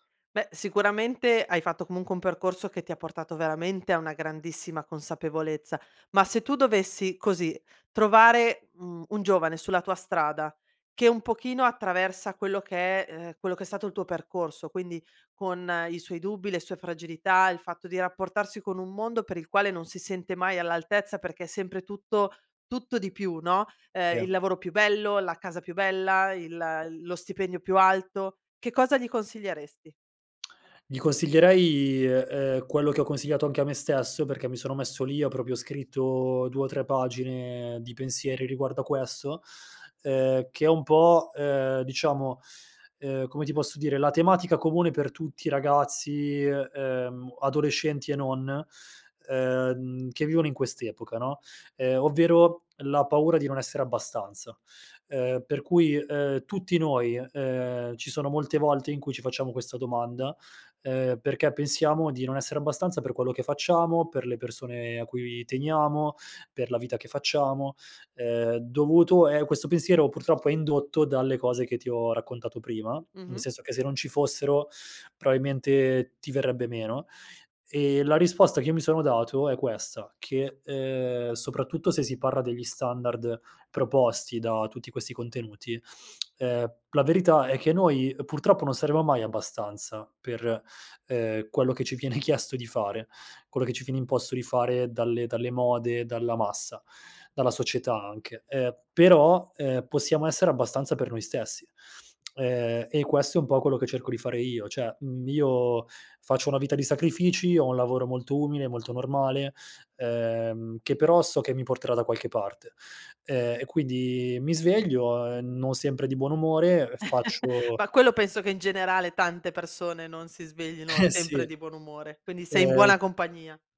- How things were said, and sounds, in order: other background noise; "probabilmente" said as "proabilmente"; inhale; lip smack; laughing while speaking: "viene"; inhale; lip smack; "cioè" said as "ceh"; chuckle; laughing while speaking: "Eh sì"
- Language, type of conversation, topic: Italian, podcast, Quale ruolo ha l’onestà verso te stesso?